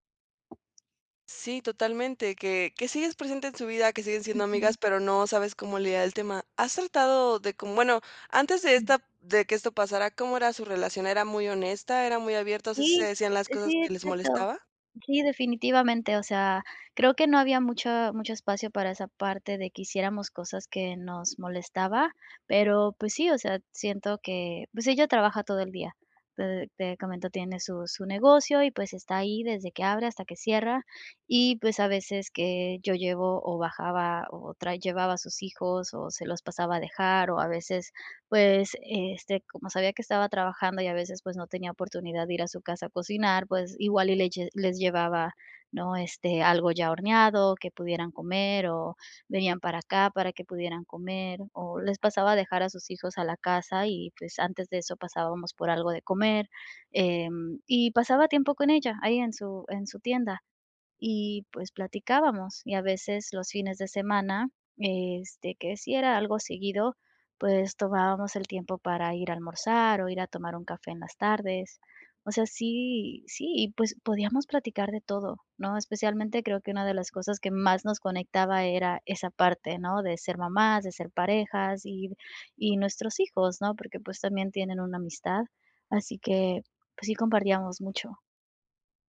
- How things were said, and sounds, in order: tapping
- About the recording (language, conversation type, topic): Spanish, advice, ¿Qué puedo hacer si siento que me estoy distanciando de un amigo por cambios en nuestras vidas?